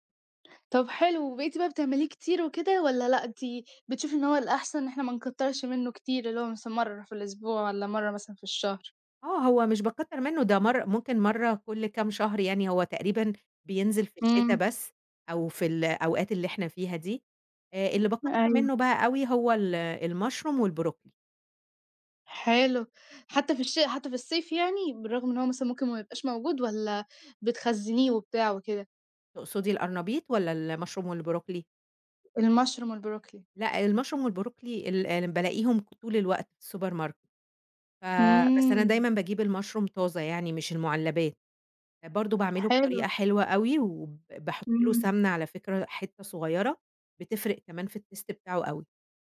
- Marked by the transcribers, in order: in English: "المشروم والبروكلي"; in English: "المشروم والبروكلي؟"; in English: "المشروم والبروكلي"; in English: "المشروم والبروكلي"; in English: "الsupermarket"; in English: "المشروم"; in English: "Taste"
- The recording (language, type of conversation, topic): Arabic, podcast, إزاي بتختار أكل صحي؟